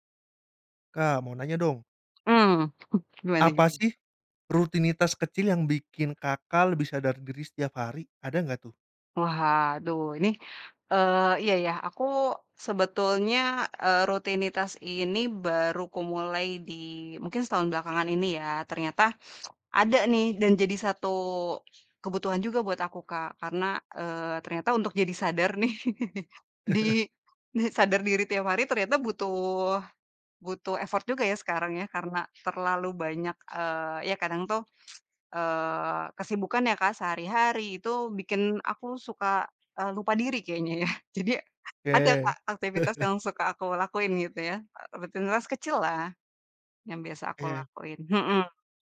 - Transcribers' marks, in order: other background noise; laughing while speaking: "nih"; laugh; in English: "effort"; tsk; laugh
- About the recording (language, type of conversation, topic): Indonesian, podcast, Apa rutinitas kecil yang membuat kamu lebih sadar diri setiap hari?